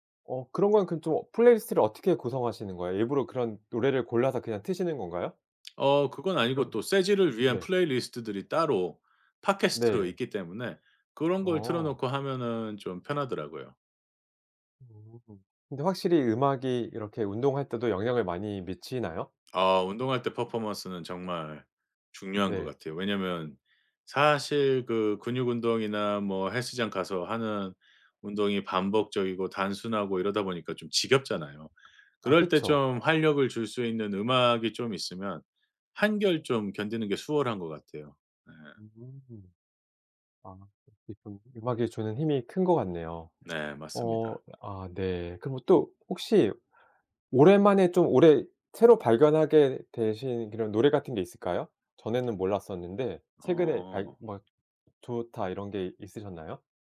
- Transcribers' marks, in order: other background noise
- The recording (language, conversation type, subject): Korean, podcast, 계절마다 떠오르는 노래가 있으신가요?